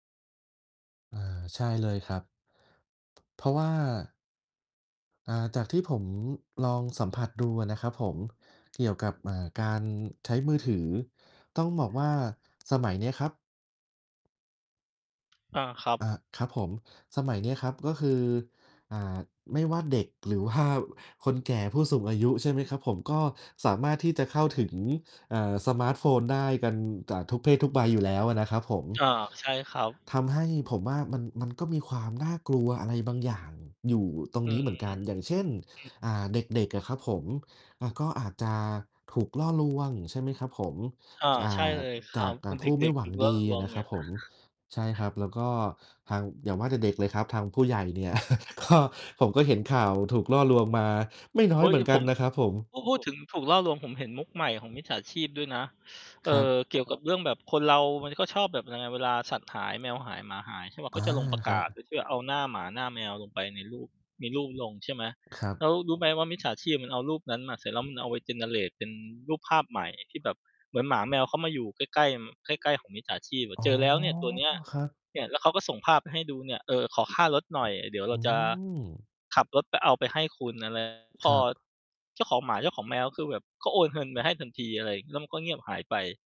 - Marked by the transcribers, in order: distorted speech; tapping; laughing while speaking: "ว่า"; other background noise; chuckle; chuckle; laughing while speaking: "ก็"; in English: "generate"
- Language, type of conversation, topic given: Thai, unstructured, เทคโนโลยีอะไรที่คุณรู้สึกว่าน่าทึ่งที่สุดในตอนนี้?